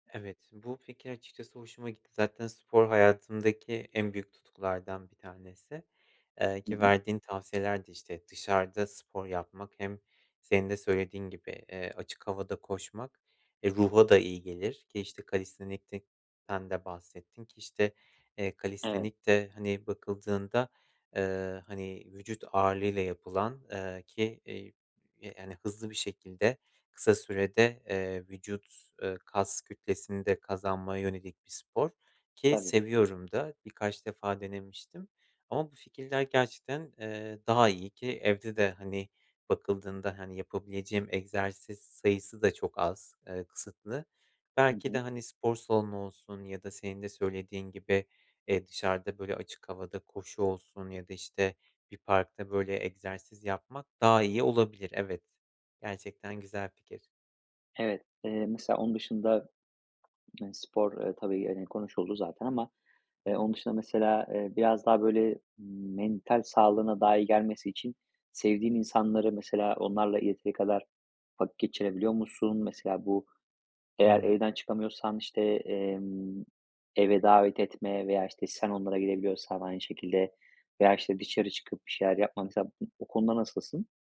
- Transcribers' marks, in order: tapping
- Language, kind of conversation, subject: Turkish, advice, Hafta sonlarımı dinlenmek ve enerji toplamak için nasıl düzenlemeliyim?